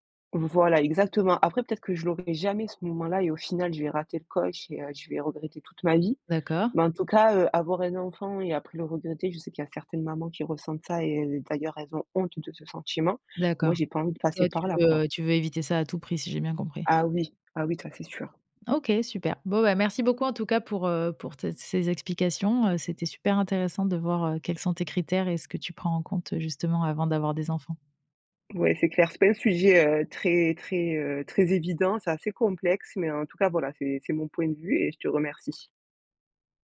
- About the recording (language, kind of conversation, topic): French, podcast, Quels critères prends-tu en compte avant de décider d’avoir des enfants ?
- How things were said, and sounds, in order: none